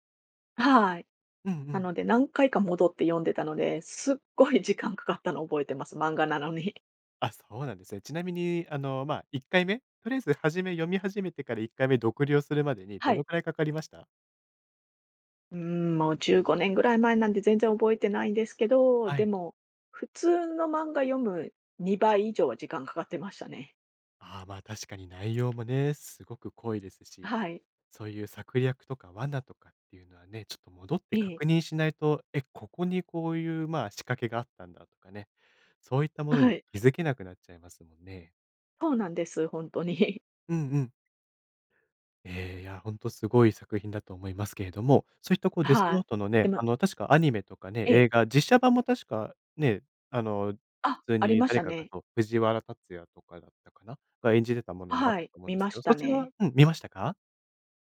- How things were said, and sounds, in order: tapping; other noise; other background noise
- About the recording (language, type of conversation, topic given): Japanese, podcast, 漫画で心に残っている作品はどれですか？